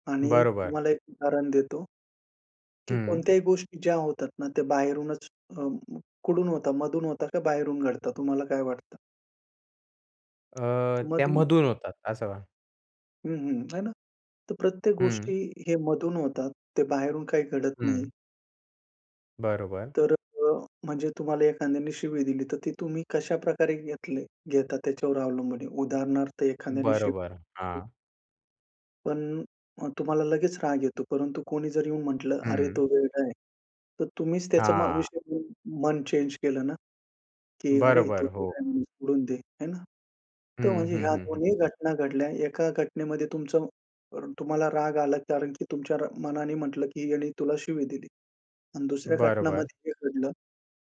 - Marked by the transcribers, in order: tapping
- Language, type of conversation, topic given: Marathi, podcast, श्वासोच्छ्वासाच्या सरावामुळे ताण कसा कमी होतो, याबाबत तुमचा अनुभव काय आहे?